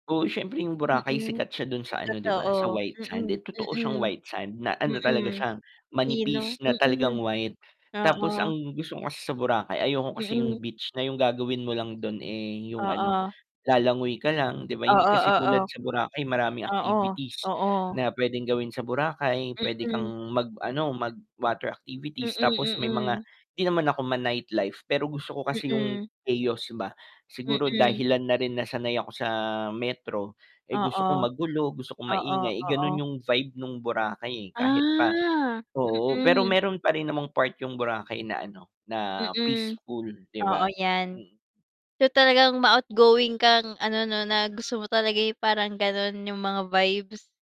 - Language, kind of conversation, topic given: Filipino, unstructured, Ano ang paborito mong tanawin sa kalikasan?
- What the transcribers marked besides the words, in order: static; in English: "chaos"; drawn out: "Ah"